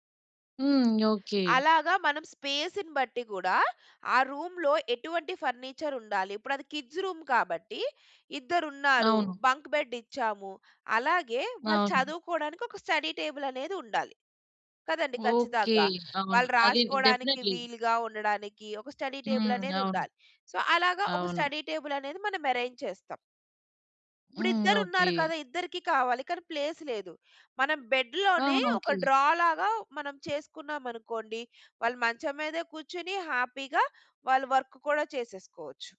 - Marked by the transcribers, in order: in English: "స్పేస్‌ని"; in English: "రూమ్‌లో"; in English: "ఫర్నిచర్"; in English: "కిడ్స్ రూమ్"; in English: "బంక్ బెడ్"; in English: "స్టడీ టేబుల్"; in English: "డెఫినెట్లీ"; in English: "స్టడీ టేబుల్"; in English: "సో"; in English: "స్టడీ టేబుల్"; in English: "అరేంజ్"; in English: "ప్లేస్"; in English: "బెడ్‌లోనే"; in English: "డ్రా"; in English: "హ్యాపీగా"; in English: "వర్క్"
- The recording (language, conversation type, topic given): Telugu, podcast, చదువు ఎంపిక నీ జీవితాన్ని ఎలా మార్చింది?